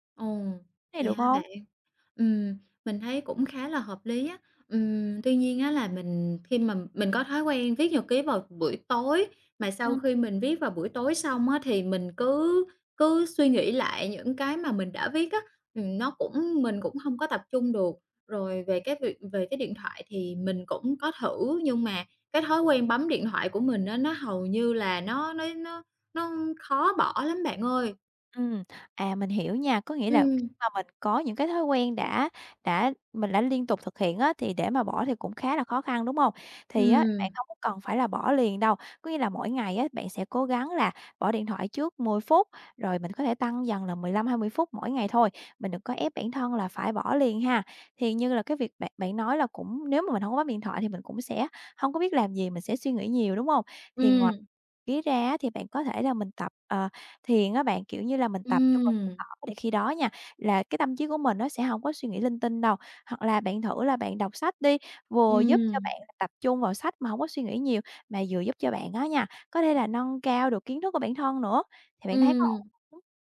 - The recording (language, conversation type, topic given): Vietnamese, advice, Mình vừa chia tay và cảm thấy trống rỗng, không biết nên bắt đầu từ đâu để ổn hơn?
- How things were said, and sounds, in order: tapping; other background noise; unintelligible speech; unintelligible speech